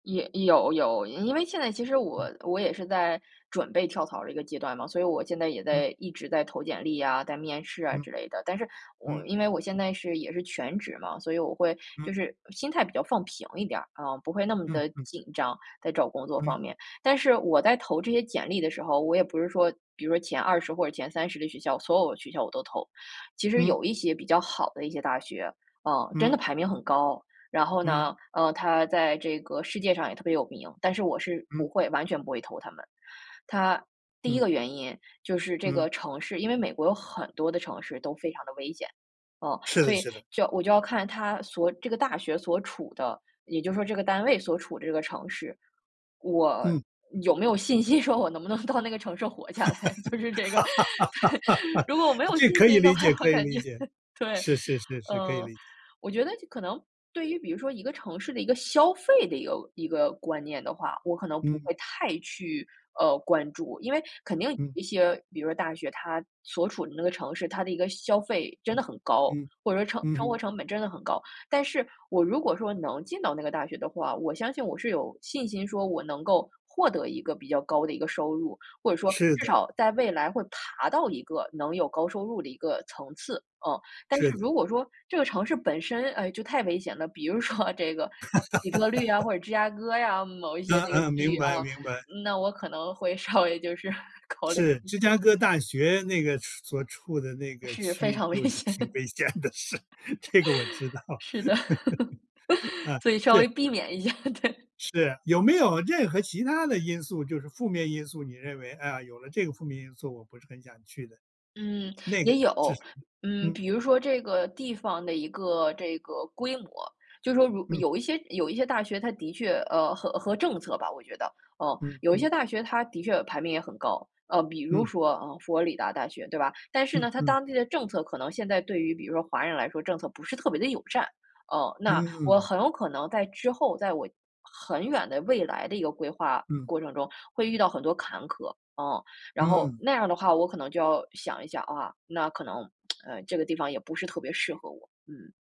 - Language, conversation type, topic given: Chinese, podcast, 当你在考虑要不要搬到一个新城市时，你会怎么做决定？
- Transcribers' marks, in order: laughing while speaking: "说"; laugh; laughing while speaking: "就是这个，对"; laughing while speaking: "话，我感觉"; laughing while speaking: "说"; laugh; chuckle; laughing while speaking: "危险。 是的"; laughing while speaking: "险的，是，这个我知道"; other background noise; chuckle; laugh; laughing while speaking: "下，对"; tsk